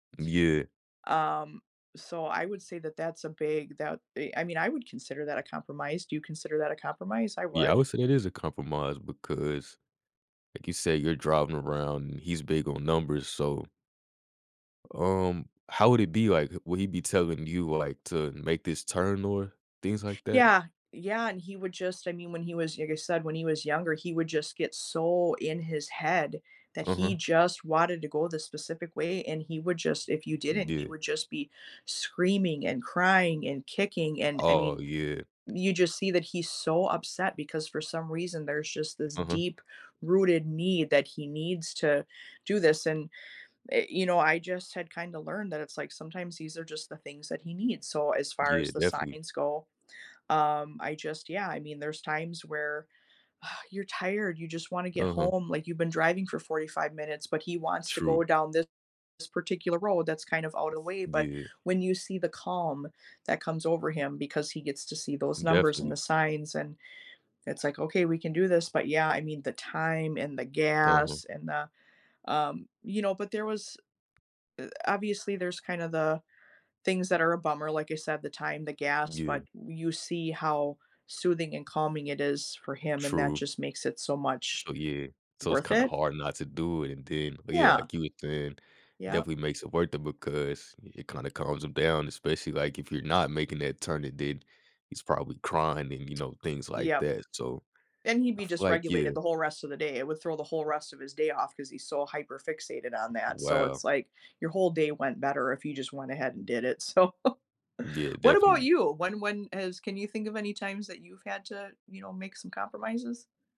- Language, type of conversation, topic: English, unstructured, When did you have to compromise with someone?
- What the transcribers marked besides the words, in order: exhale; tapping; other background noise; laughing while speaking: "so"